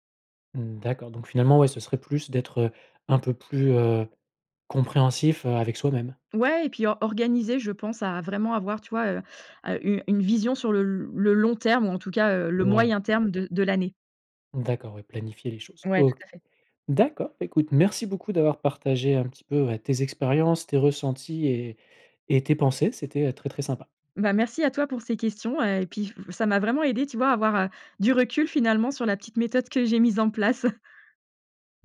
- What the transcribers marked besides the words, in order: other background noise; laughing while speaking: "place"
- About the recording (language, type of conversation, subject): French, podcast, Comment trouver un bon équilibre entre le travail et la vie de famille ?
- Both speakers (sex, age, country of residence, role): female, 45-49, France, guest; male, 40-44, France, host